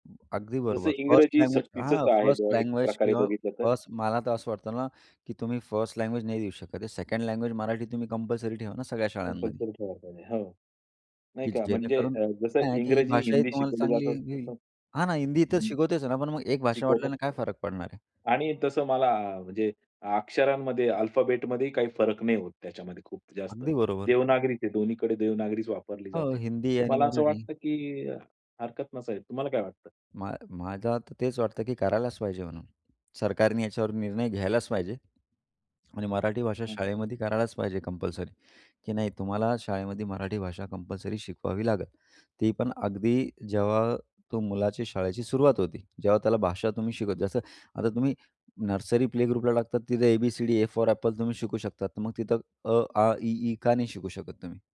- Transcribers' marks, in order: other noise; tapping; in English: "अल्फाबेटमध्येही"; in English: "ए फॉर अ‍ॅपल"
- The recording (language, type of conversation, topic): Marathi, podcast, तुम्हाला कधी असं वाटलं आहे का की आपली भाषा हरवत चालली आहे?